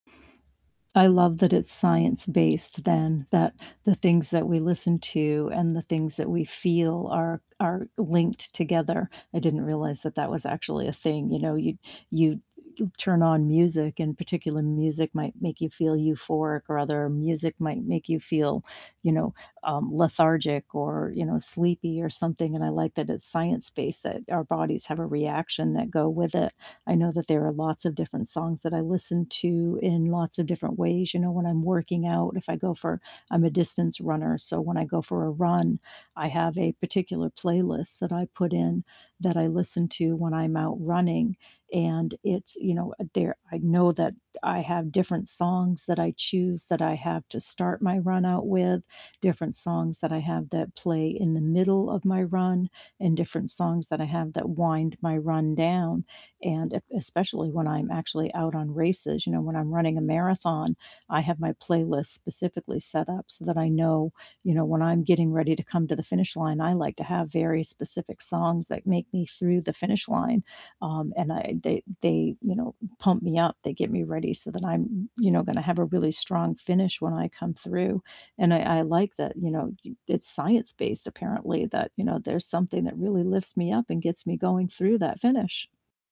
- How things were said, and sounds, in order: static; other background noise; tapping
- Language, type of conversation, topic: English, unstructured, What song matches your mood today, and why did you choose it?